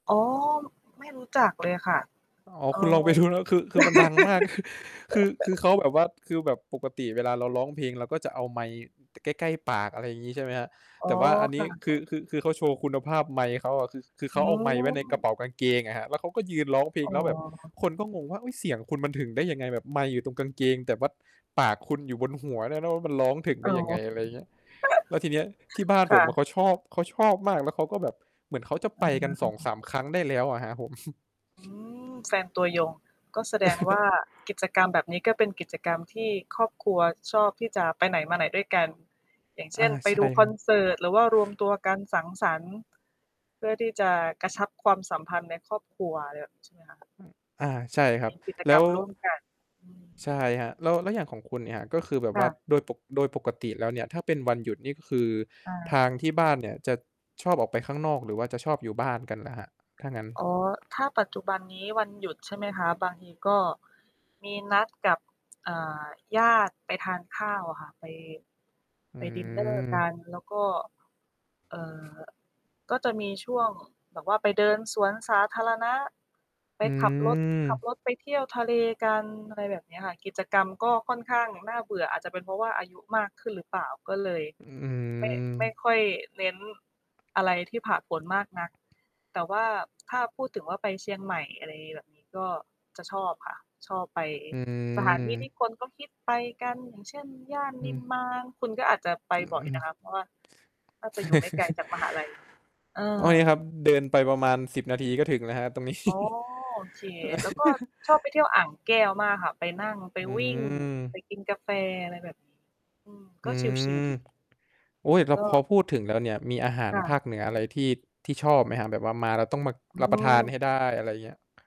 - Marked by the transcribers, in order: static; distorted speech; laughing while speaking: "ดู"; laugh; other background noise; laugh; chuckle; chuckle; tapping; laugh; laughing while speaking: "ตรงนี้"; laugh; laughing while speaking: "อืม"
- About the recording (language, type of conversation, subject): Thai, unstructured, ครอบครัวของคุณชอบทำอะไรกันในวันหยุด?